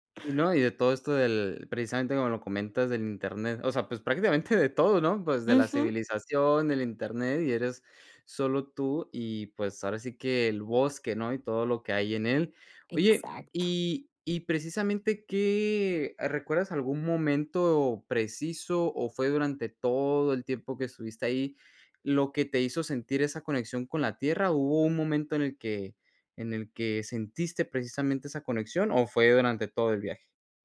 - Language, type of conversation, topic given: Spanish, podcast, ¿En qué viaje sentiste una conexión real con la tierra?
- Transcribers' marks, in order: none